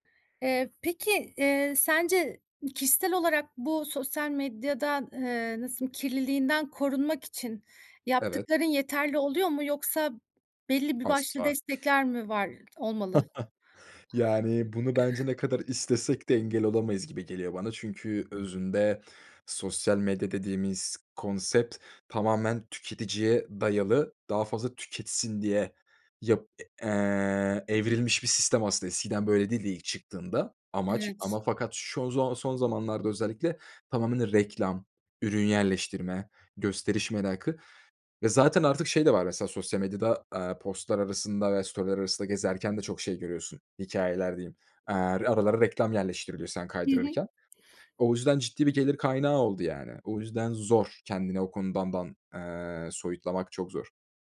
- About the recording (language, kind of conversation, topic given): Turkish, podcast, Sosyal medya gizliliği konusunda hangi endişelerin var?
- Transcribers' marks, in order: other background noise; chuckle; in English: "post'lar"; in English: "story'ler"; tapping